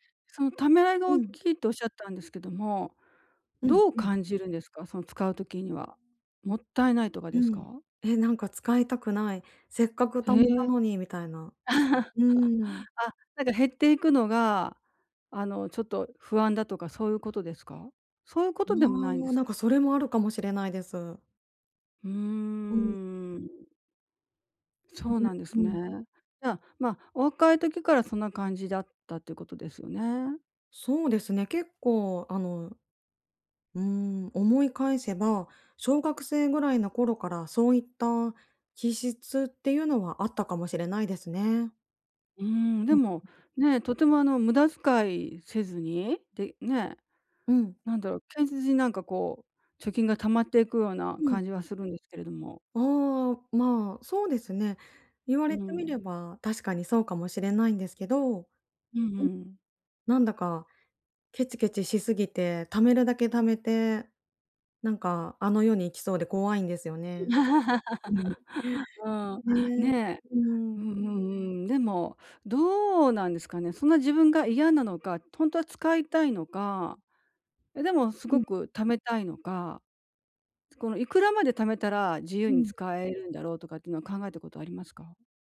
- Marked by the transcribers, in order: laugh; drawn out: "うーん"; other background noise; laugh
- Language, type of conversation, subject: Japanese, advice, 内面と行動のギャップをどうすれば埋められますか？